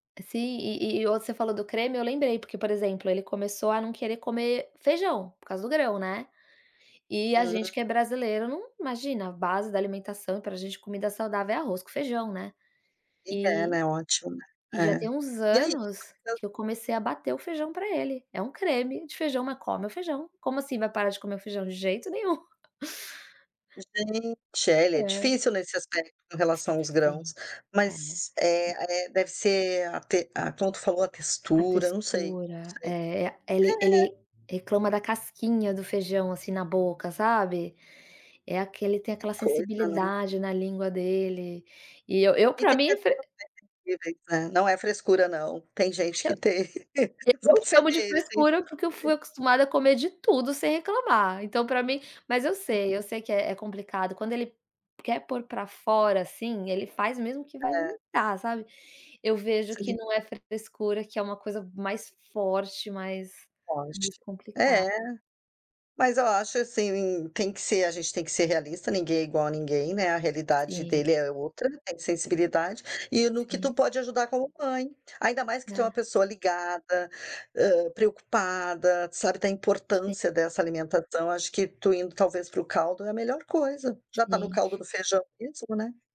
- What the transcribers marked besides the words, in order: unintelligible speech; chuckle; tapping; chuckle
- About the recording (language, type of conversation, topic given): Portuguese, advice, Como é morar com um parceiro que tem hábitos alimentares opostos?
- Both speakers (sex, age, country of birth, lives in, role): female, 40-44, Brazil, United States, user; female, 55-59, Brazil, United States, advisor